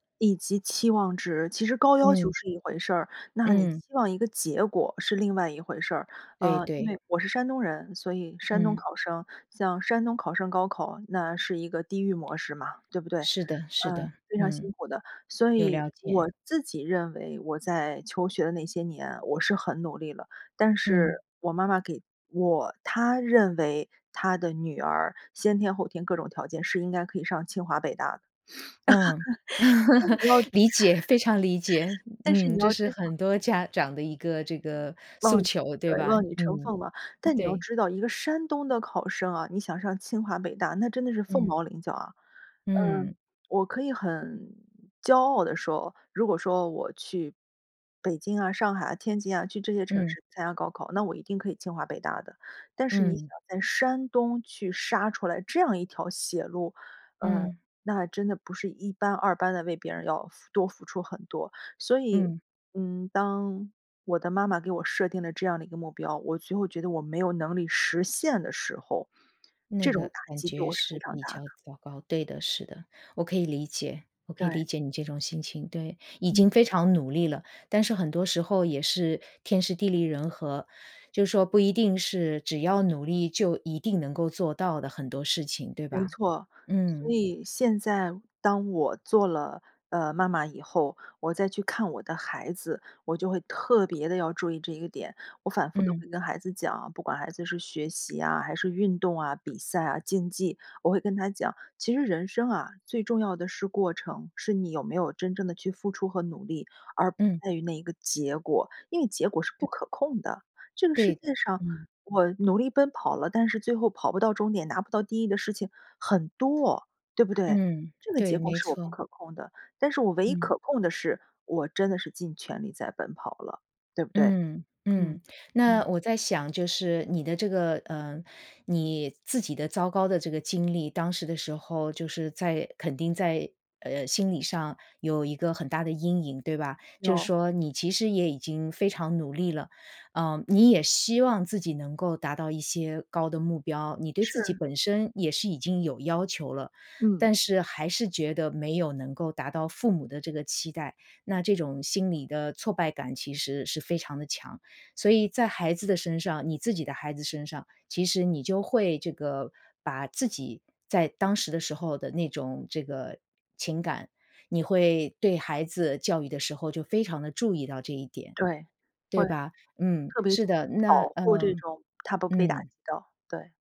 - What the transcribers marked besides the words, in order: other background noise; laugh; sniff; laugh; laughing while speaking: "但你要"; stressed: "很多"
- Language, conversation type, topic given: Chinese, podcast, 你如何看待父母对孩子的高期待？